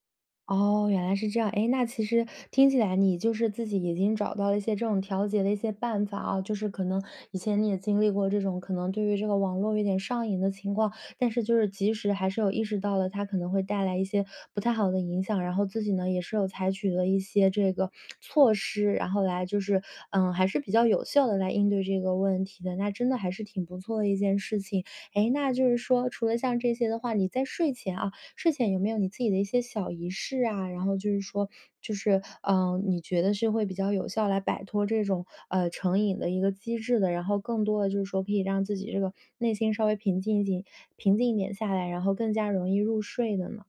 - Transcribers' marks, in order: none
- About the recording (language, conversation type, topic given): Chinese, podcast, 睡前你更喜欢看书还是刷手机？